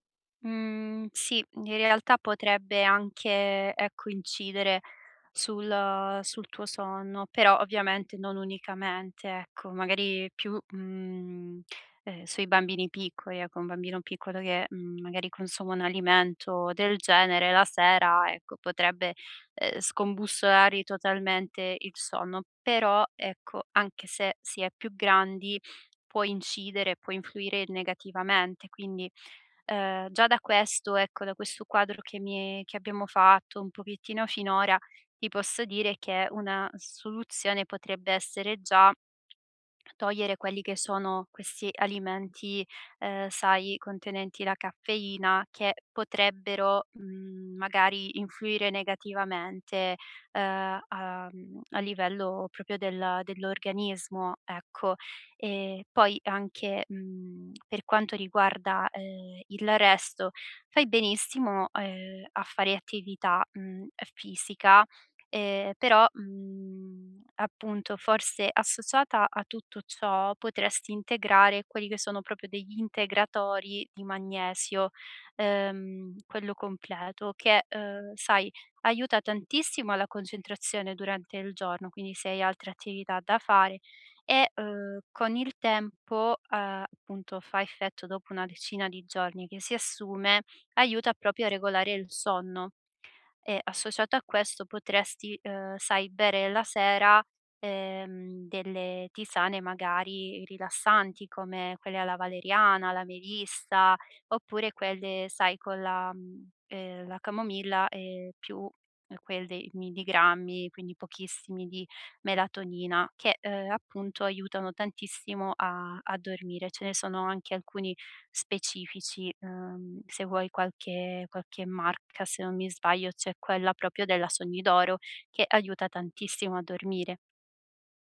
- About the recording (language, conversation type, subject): Italian, advice, Perché il mio sonno rimane irregolare nonostante segua una routine serale?
- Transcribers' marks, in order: "scombussolargli" said as "scombussolari"; tapping; "proprio" said as "propio"; "proprio" said as "propio"; "proprio" said as "propio"; "proprio" said as "propio"